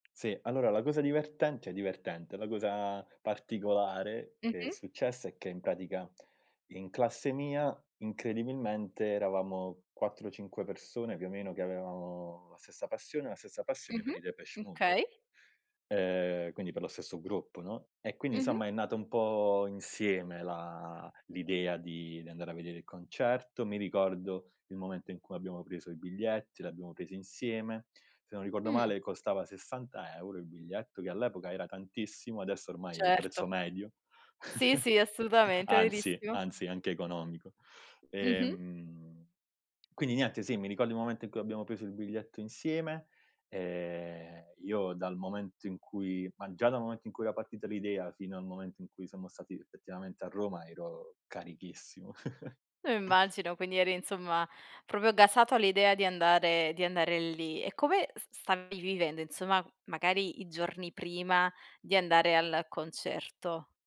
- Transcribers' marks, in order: "cioè" said as "ceh"; chuckle; other background noise; swallow; chuckle
- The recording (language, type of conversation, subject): Italian, podcast, Qual è un concerto che ti ha segnato e perché?